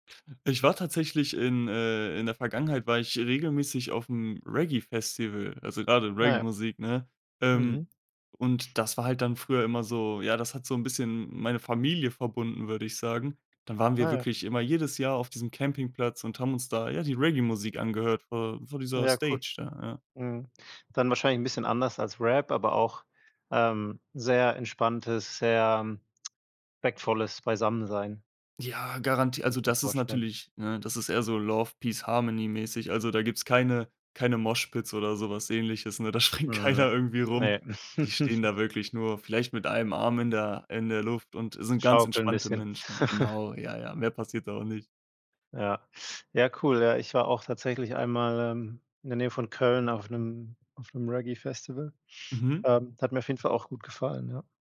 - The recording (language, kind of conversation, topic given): German, podcast, Was macht für dich ein großartiges Live-Konzert aus?
- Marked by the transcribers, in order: in English: "Love Peace Harmony"; in English: "Moshpits"; laughing while speaking: "springt"; laugh; laugh